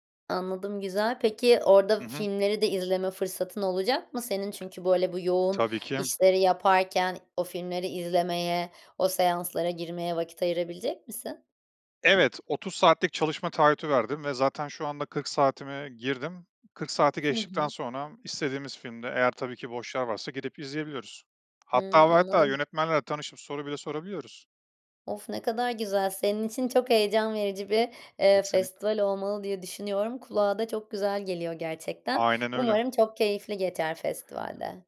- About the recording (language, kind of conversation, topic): Turkish, podcast, Hobini günlük rutinine nasıl sığdırıyorsun?
- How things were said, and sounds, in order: other background noise